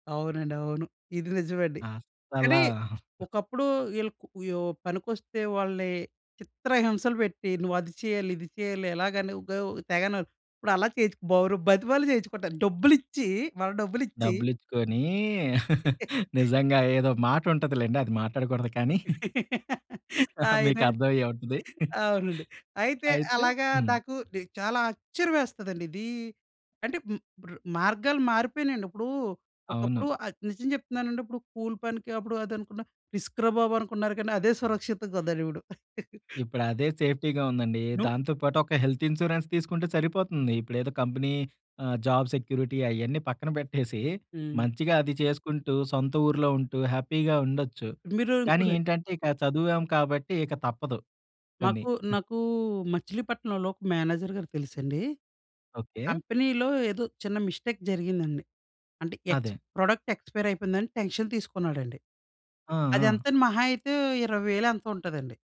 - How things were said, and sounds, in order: other background noise; chuckle; laugh; laughing while speaking: "మీకర్థమయ్యే ఉంటది"; chuckle; in English: "సేఫ్టీగా"; in English: "హెల్త్ ఇన్స్‌రెన్స్"; in English: "కంపెనీ"; in English: "జాబ్ సెక్యూరిటీ"; in English: "హ్యాపీగా"; chuckle; in English: "కంపెనీలో"; in English: "మిస్టేక్"; in English: "ప్రొడక్ట్ ఎక్స్‌పైర్"; in English: "టెన్షన్"
- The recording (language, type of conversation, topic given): Telugu, podcast, సురక్షిత మార్గాన్ని లేదా అధిక ప్రమాదం ఉన్న మార్గాన్ని మీరు ఎప్పుడు ఎంచుకుంటారు?